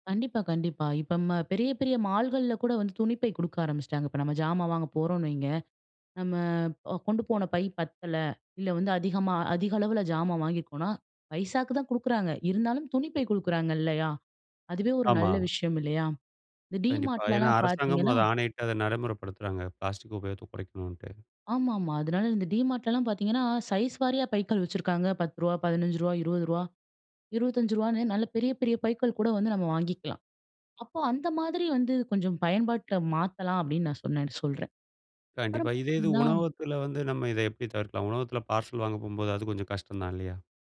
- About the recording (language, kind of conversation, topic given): Tamil, podcast, பிளாஸ்டிக் இல்லாத வாழ்க்கையை நாம் எப்படிச் சாத்தியமாக்கலாம்?
- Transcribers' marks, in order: in English: "சைஸ்"; in English: "பார்சல்"